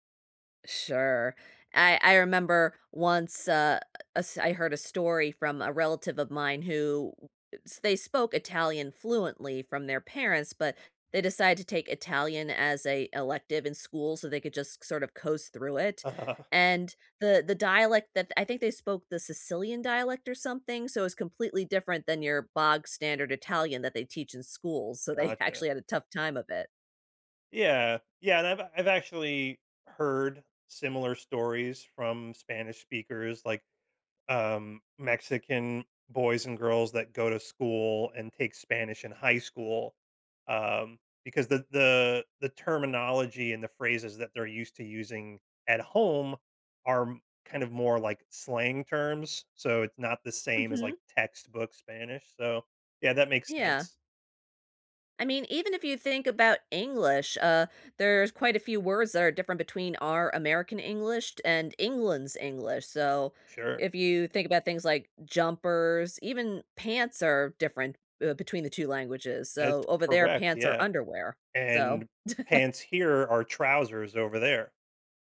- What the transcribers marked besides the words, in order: laughing while speaking: "Uh-huh"; laughing while speaking: "they"; chuckle
- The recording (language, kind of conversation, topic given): English, unstructured, What skill should I learn sooner to make life easier?